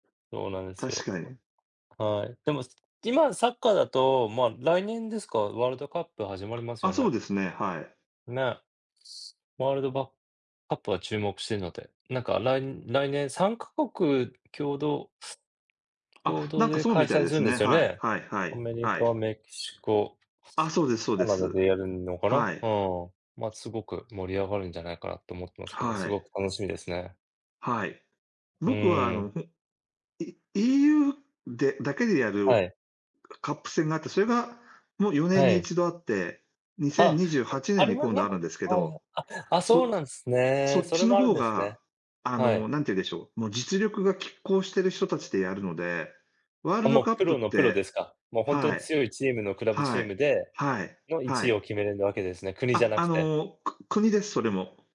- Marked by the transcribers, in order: other background noise; tapping
- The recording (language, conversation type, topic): Japanese, unstructured, 趣味が周りの人に理解されないと感じることはありますか？